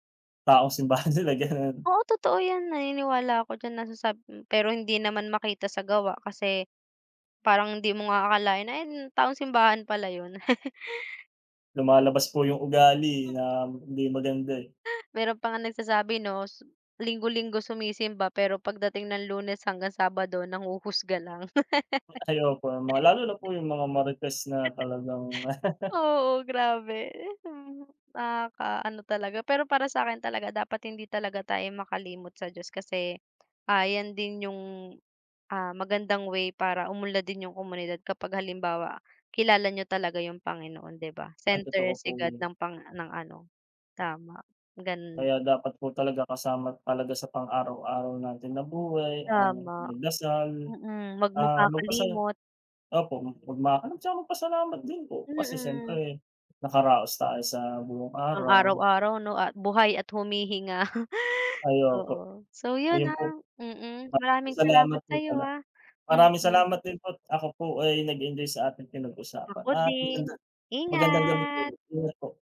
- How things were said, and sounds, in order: chuckle; laugh; chuckle
- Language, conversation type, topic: Filipino, unstructured, Paano mo ilalarawan ang papel ng simbahan o iba pang relihiyosong lugar sa komunidad?